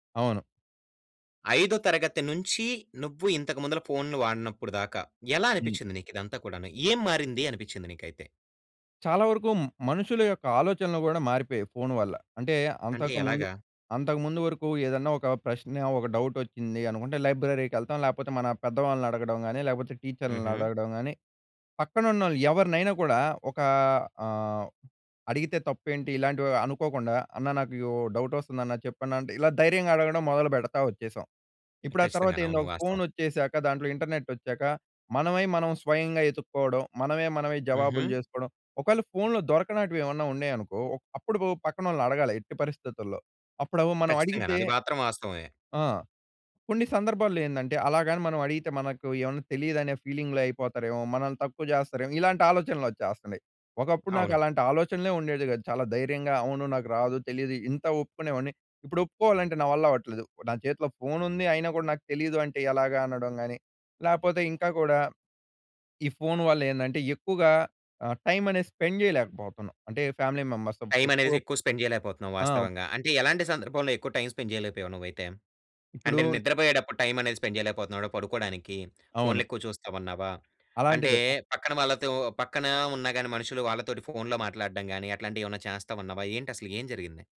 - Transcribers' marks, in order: in English: "డౌట్"; in English: "లైబ్రరీకి"; in English: "డౌట్"; in English: "ఇంటర్నెట్"; in English: "ఫీలింగ్‌లో"; in English: "టైమ్"; in English: "స్పెండ్"; in English: "టైమ్"; in English: "ఫ్యామిలీ మెంబర్స్"; in English: "స్పెండ్"; other background noise; in English: "టైమ్ స్పెండ్"; in English: "టైమ్"; in English: "స్పెండ్"
- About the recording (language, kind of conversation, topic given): Telugu, podcast, మీ ఫోన్ వల్ల మీ సంబంధాలు ఎలా మారాయి?